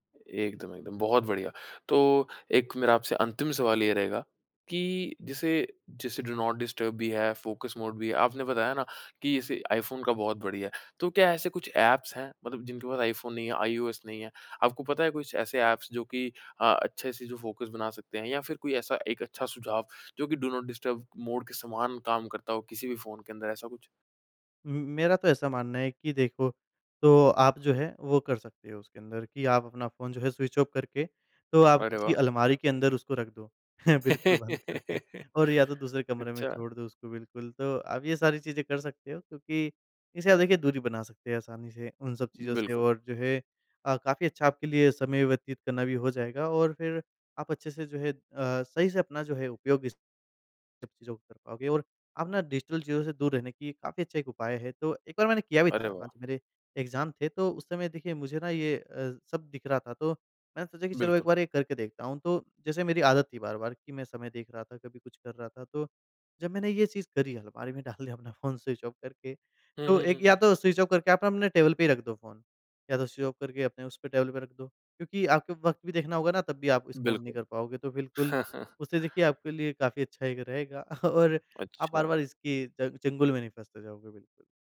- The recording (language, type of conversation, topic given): Hindi, podcast, डिजिटल विकर्षण से निपटने के लिए आप कौन-कौन से उपाय अपनाते हैं?
- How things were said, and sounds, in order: in English: "डू नॉट डिस्टर्ब"; in English: "फ़ोकस मोड"; in English: "एप्स"; in English: "एप्स"; in English: "फ़ोकस"; in English: "डू नॉट डिस्टर्ब"; in English: "स्विच ऑफ़"; laughing while speaking: "बिल्कुल बंद करके"; laugh; in English: "डिजिटल"; in English: "एग्ज़ाम"; laughing while speaking: "डाल"; in English: "स्विच ऑफ़"; in English: "स्विच ऑफ़"; in English: "टेबल"; in English: "स्विच ऑफ़"; in English: "टेबल"; in English: "ऑन"; chuckle; laughing while speaking: "और"